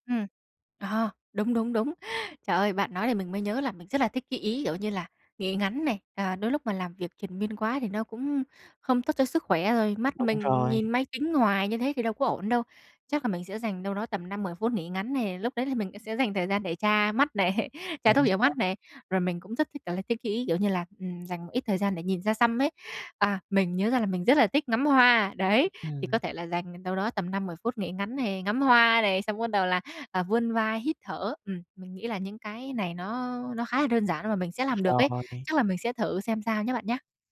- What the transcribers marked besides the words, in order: laughing while speaking: "này"; other background noise
- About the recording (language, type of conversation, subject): Vietnamese, advice, Làm sao để giảm căng thẳng sau giờ làm mỗi ngày?